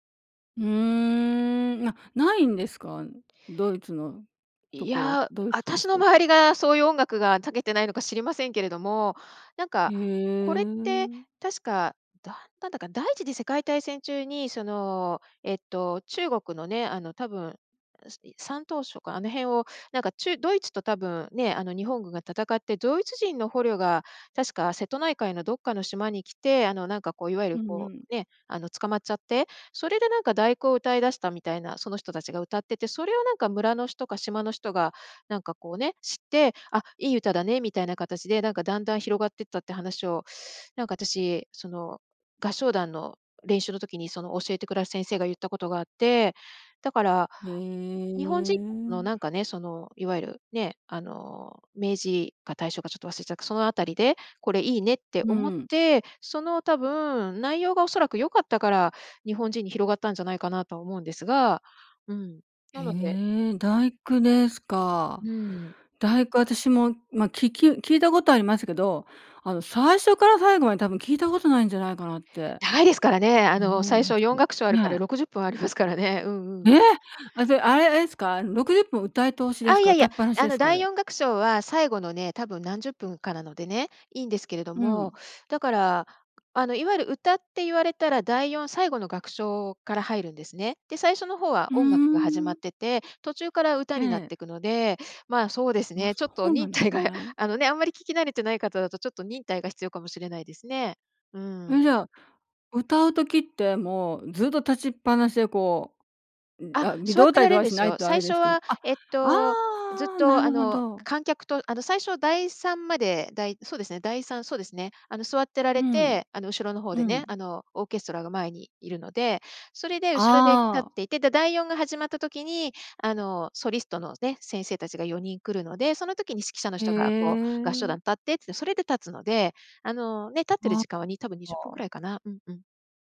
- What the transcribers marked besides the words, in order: surprised: "え"
- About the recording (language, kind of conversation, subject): Japanese, podcast, 人生の最期に流したい「エンディング曲」は何ですか？